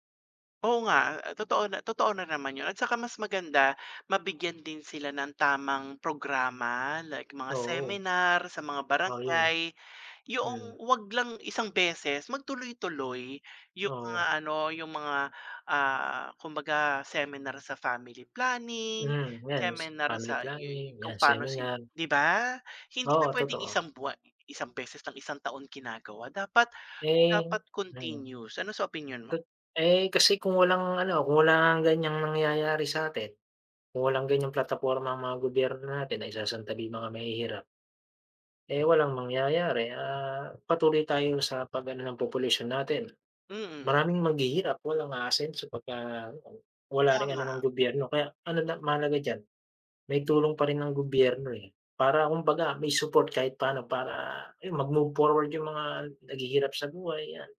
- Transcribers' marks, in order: other background noise; tapping
- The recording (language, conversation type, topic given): Filipino, unstructured, Paano nakaaapekto ang kahirapan sa buhay ng mga tao?